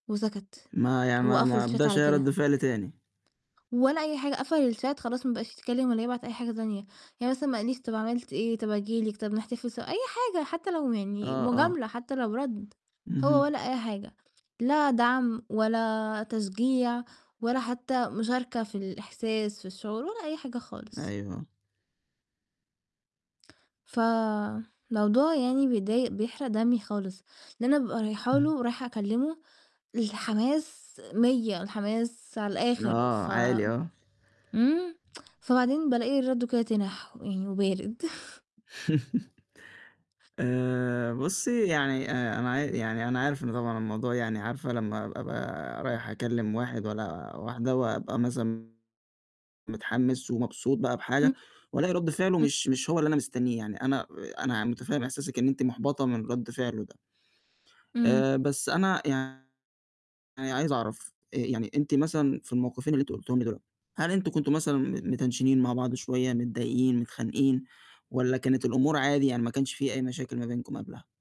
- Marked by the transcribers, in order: in English: "الchat"; in English: "الchat"; tapping; tsk; chuckle; distorted speech; in English: "متنشنين"; other background noise
- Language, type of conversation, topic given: Arabic, advice, إيه اللي مخلّيك حاسس إن شريكك مش بيدعمك عاطفيًا، وإيه الدعم اللي محتاجه منه؟